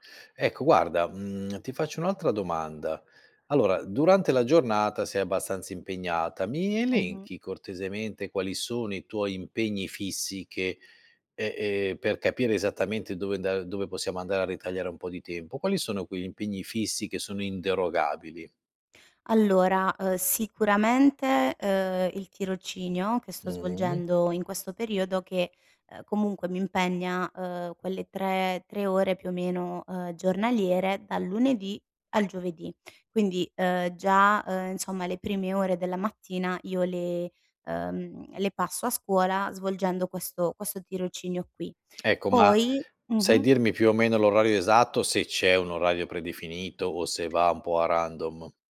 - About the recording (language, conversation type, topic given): Italian, advice, Come posso trovare tempo per i miei hobby quando lavoro e ho una famiglia?
- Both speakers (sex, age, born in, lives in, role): female, 30-34, Italy, Italy, user; male, 50-54, Italy, Italy, advisor
- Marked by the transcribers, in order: none